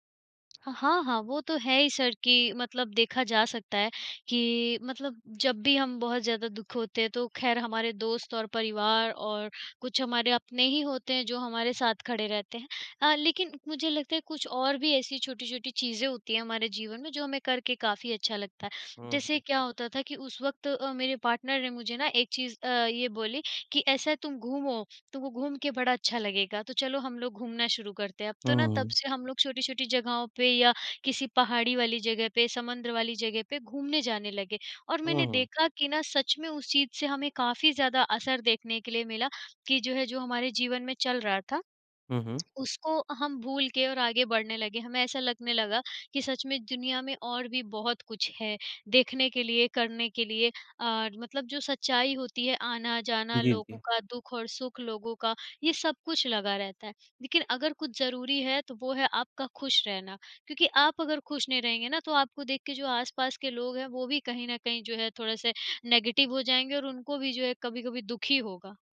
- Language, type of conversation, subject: Hindi, unstructured, दुख के समय खुद को खुश रखने के आसान तरीके क्या हैं?
- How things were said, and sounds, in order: in English: "पार्टनर"; tapping; in English: "नेगेटिव"